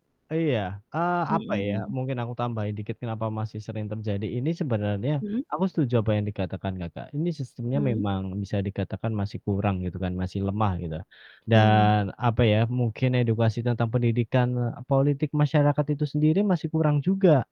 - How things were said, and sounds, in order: static
- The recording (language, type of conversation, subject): Indonesian, unstructured, Bagaimana pendapatmu tentang pengaruh politik uang dalam pemilu?
- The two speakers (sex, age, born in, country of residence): female, 18-19, Indonesia, Indonesia; female, 35-39, Indonesia, Indonesia